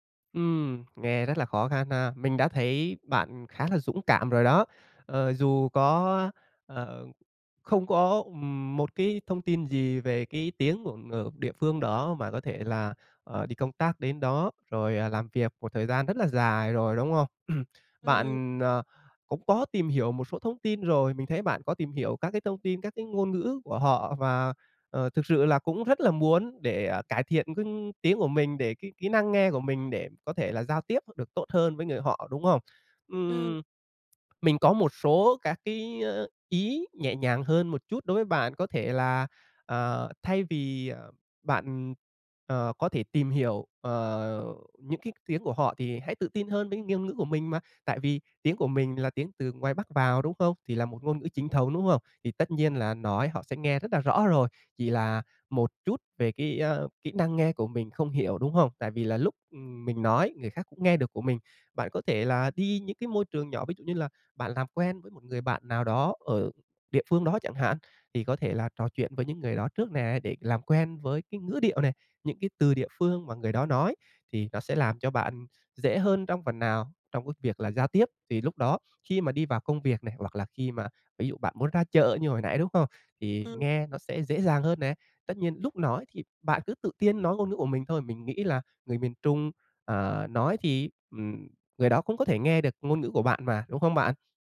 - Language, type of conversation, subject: Vietnamese, advice, Bạn đã từng cảm thấy tự ti thế nào khi rào cản ngôn ngữ cản trở việc giao tiếp hằng ngày?
- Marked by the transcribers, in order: tapping; throat clearing